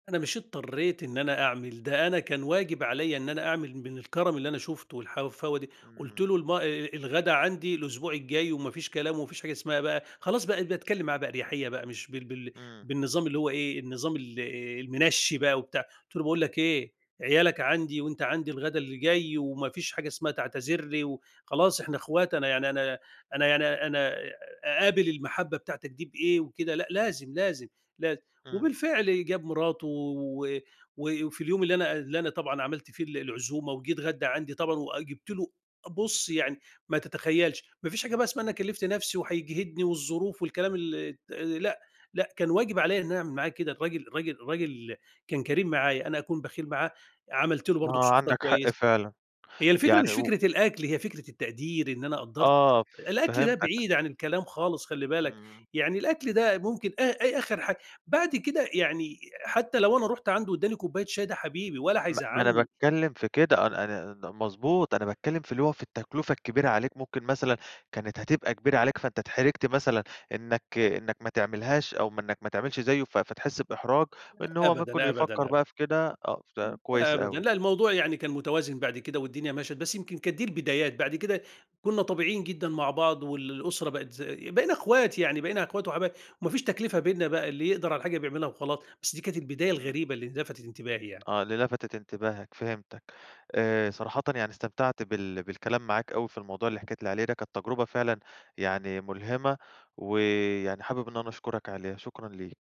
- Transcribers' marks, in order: "والحفاوة" said as "حاوفاوة"; other background noise
- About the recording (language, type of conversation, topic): Arabic, podcast, ممكن تحكيلي عن موقف كرم من حدّ ما تعرفوش لفت انتباهك؟